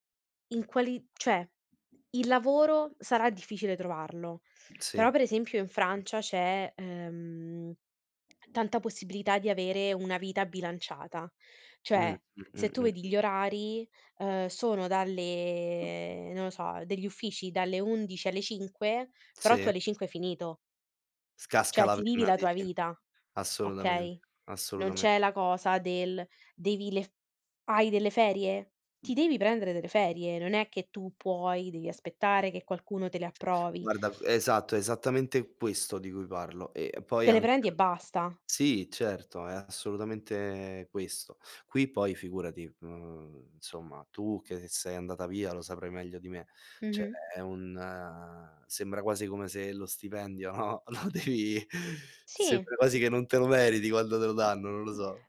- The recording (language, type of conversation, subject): Italian, unstructured, Quanto pensi che la paura possa limitare la libertà personale?
- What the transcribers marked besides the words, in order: tapping; other background noise; drawn out: "dalle"; "Cioè" said as "ceh"; unintelligible speech; "Cioè" said as "ceh"; laughing while speaking: "no, lo devi"